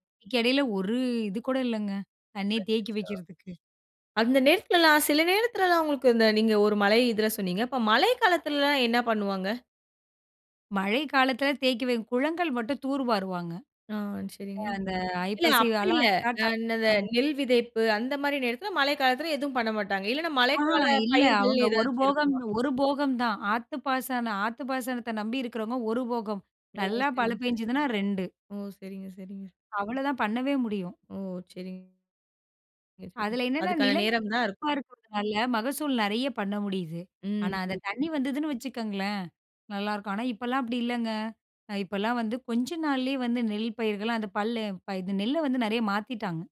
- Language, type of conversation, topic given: Tamil, podcast, மழைக்காலமும் வறண்ட காலமும் நமக்கு சமநிலையை எப்படி கற்பிக்கின்றன?
- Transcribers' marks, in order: in English: "ஸ்டார்ட்"; other background noise; unintelligible speech